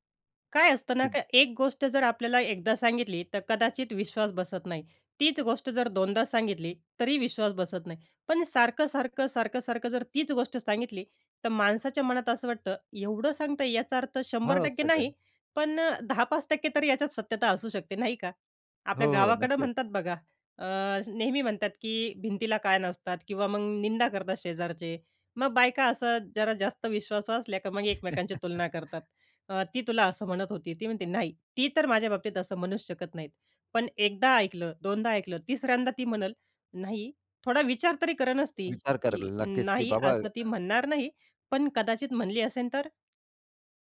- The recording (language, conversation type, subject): Marathi, podcast, इतरांशी तुलना कमी करण्याचा उपाय काय आहे?
- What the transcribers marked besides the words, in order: unintelligible speech; chuckle